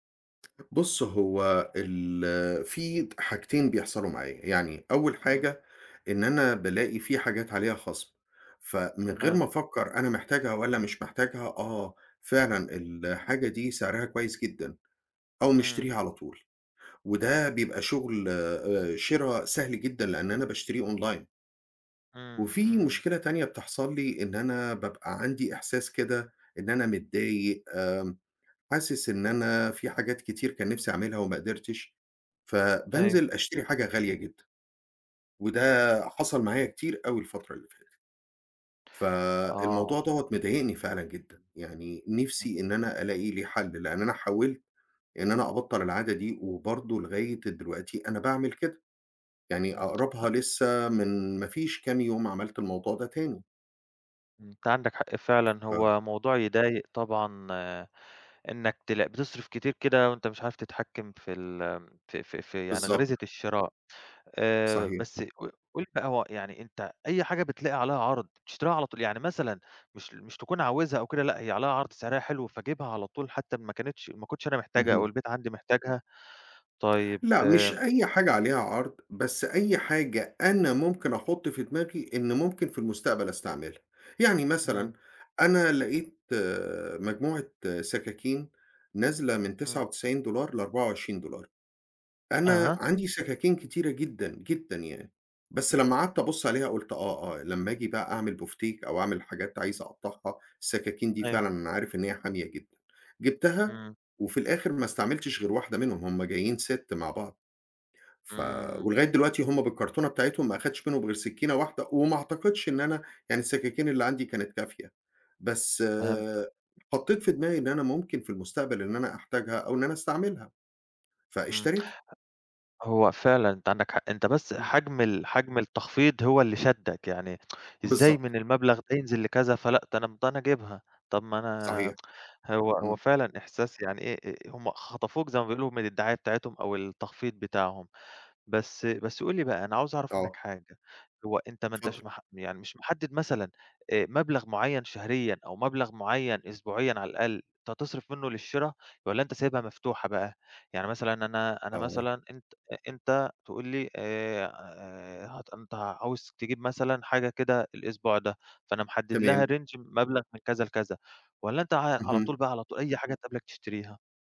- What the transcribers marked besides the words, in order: tsk; in English: "online"; other noise; tapping; other background noise; in English: "set"; tsk; in English: "range"
- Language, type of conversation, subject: Arabic, advice, إزاي أقدر أقاوم الشراء العاطفي لما أكون متوتر أو زهقان؟